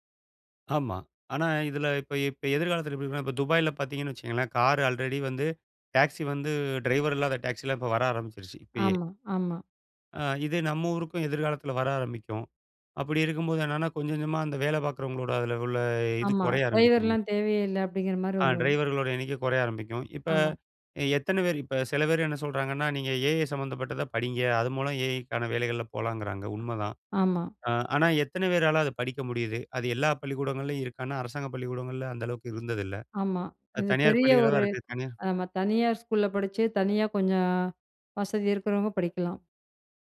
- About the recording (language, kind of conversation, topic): Tamil, podcast, எதிர்காலத்தில் செயற்கை நுண்ணறிவு நம் வாழ்க்கையை எப்படிப் மாற்றும்?
- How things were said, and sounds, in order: drawn out: "உள்ள"; other background noise